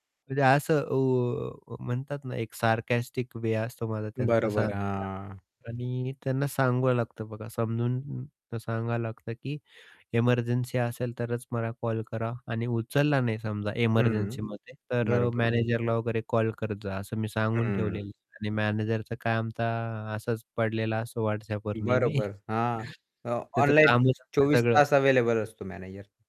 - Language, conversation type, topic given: Marathi, podcast, दैनंदिन जीवनात सतत जोडून राहण्याचा दबाव तुम्ही कसा हाताळता?
- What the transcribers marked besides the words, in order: unintelligible speech; static; distorted speech; chuckle; unintelligible speech